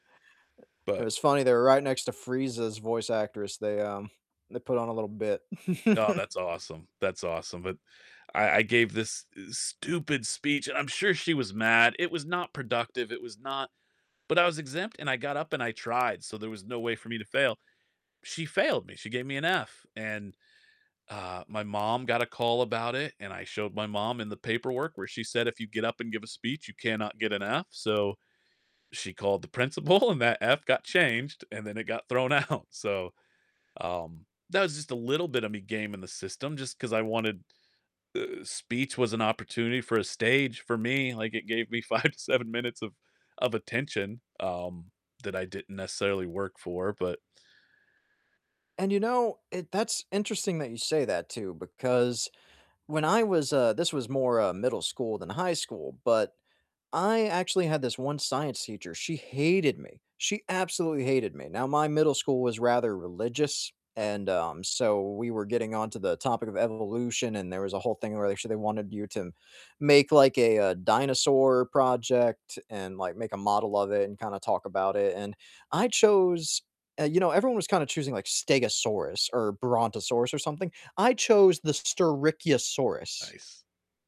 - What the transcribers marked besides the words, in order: static; distorted speech; chuckle; other background noise; laughing while speaking: "principal"; laughing while speaking: "out"; laughing while speaking: "5"; stressed: "hated"; "Styracosaurus" said as "stirrickiasaurus"
- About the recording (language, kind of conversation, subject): English, unstructured, How do you feel about cheating at school or at work?
- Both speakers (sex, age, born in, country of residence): male, 30-34, United States, United States; male, 45-49, United States, United States